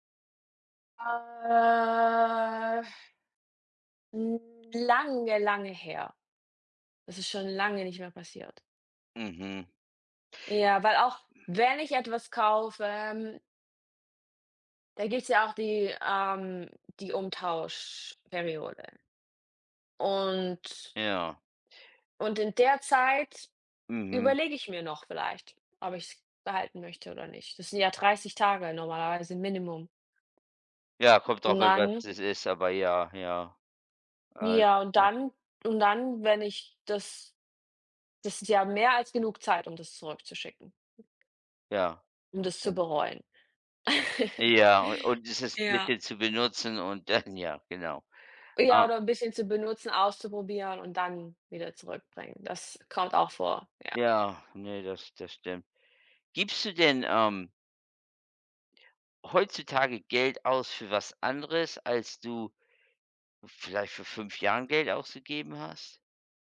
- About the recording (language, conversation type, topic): German, unstructured, Wie entscheidest du, wofür du dein Geld ausgibst?
- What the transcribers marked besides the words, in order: drawn out: "Äh"; chuckle; chuckle